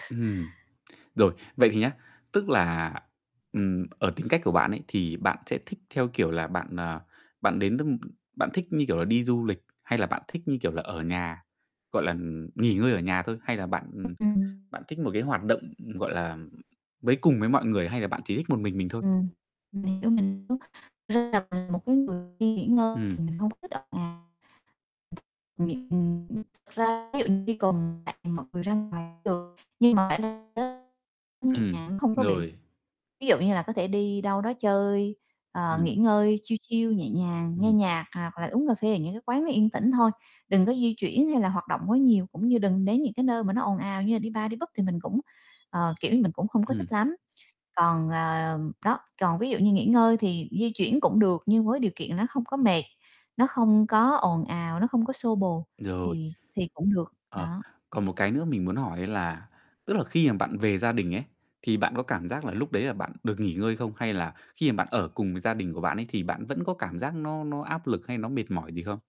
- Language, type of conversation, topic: Vietnamese, advice, Làm sao để tận hưởng thời gian rảnh mà không cảm thấy áp lực?
- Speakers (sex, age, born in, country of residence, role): female, 35-39, Vietnam, Vietnam, user; male, 25-29, Vietnam, Vietnam, advisor
- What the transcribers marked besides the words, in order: "những" said as "nưng"; tapping; other background noise; unintelligible speech; static; distorted speech; unintelligible speech; unintelligible speech; unintelligible speech; unintelligible speech; in English: "chill chill"; mechanical hum; in English: "pub"